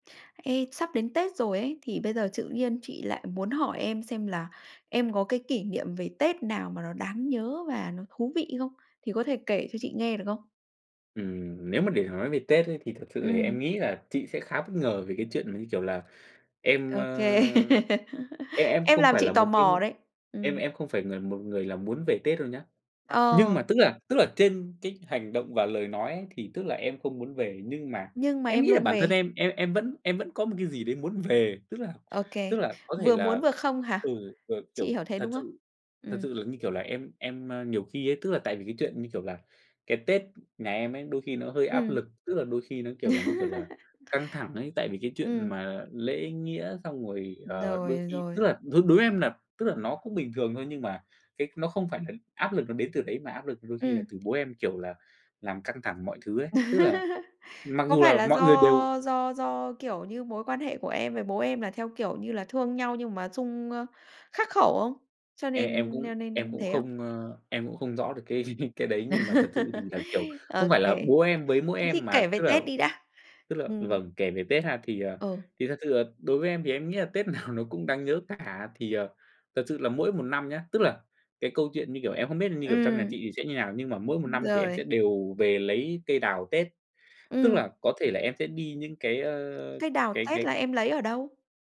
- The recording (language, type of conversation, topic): Vietnamese, podcast, Bạn có kỷ niệm Tết nào đáng nhớ không?
- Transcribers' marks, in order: "tự" said as "chự"; laugh; tapping; laugh; horn; laugh; laugh; laughing while speaking: "nào"